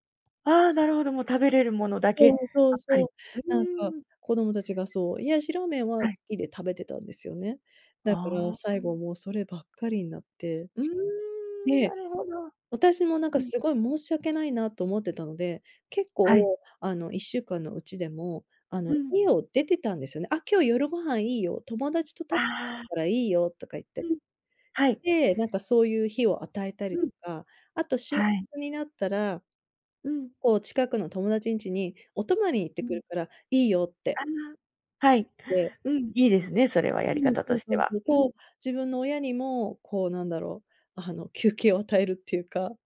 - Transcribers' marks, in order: tapping; other background noise
- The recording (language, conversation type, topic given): Japanese, advice, 旅行中に不安やストレスを感じたとき、どうすれば落ち着けますか？